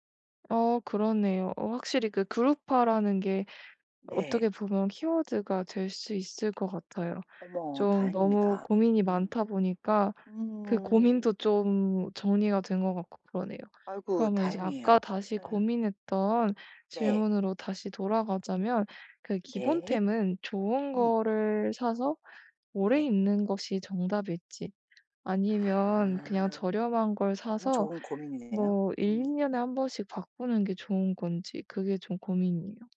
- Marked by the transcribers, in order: other background noise
- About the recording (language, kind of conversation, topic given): Korean, advice, 옷장을 정리하고 기본 아이템을 효율적으로 갖추려면 어떻게 시작해야 할까요?